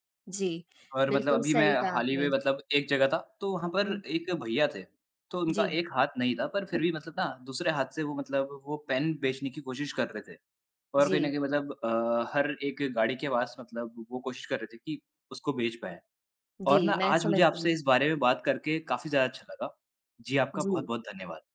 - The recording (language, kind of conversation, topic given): Hindi, unstructured, क्या आपको लगता है कि दूसरों की मदद करना ज़रूरी है?
- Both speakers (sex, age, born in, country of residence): female, 18-19, India, India; male, 20-24, India, India
- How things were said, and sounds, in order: other background noise